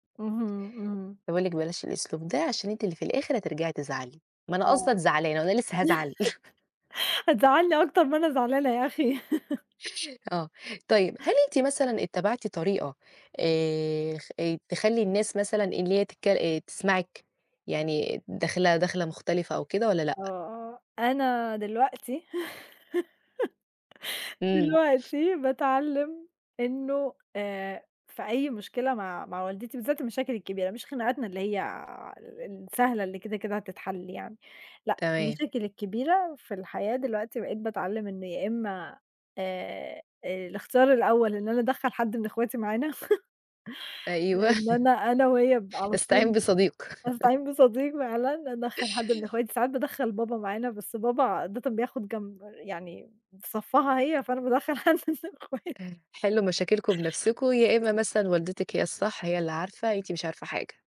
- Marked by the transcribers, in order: laugh; laugh; laugh; other background noise; laugh; chuckle; laugh; tapping; laughing while speaking: "حدّ من أخواتي"
- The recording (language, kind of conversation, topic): Arabic, unstructured, عمرك حسّيت بالغضب عشان حد رفض يسمعك؟